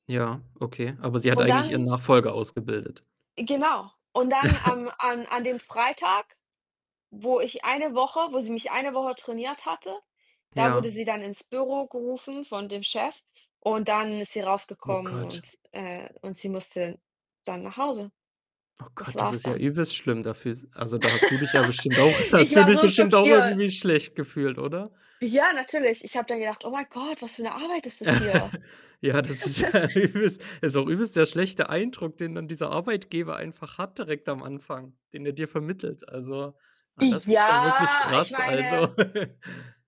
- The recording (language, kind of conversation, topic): German, unstructured, Wie gehst du mit unfairer Behandlung am Arbeitsplatz um?
- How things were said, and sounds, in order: chuckle; giggle; chuckle; laughing while speaking: "hast"; put-on voice: "Oh mein Gott, was für 'ne Arbeit ist das hier?"; chuckle; laughing while speaking: "das ist ja übelst"; chuckle; drawn out: "Ja"; giggle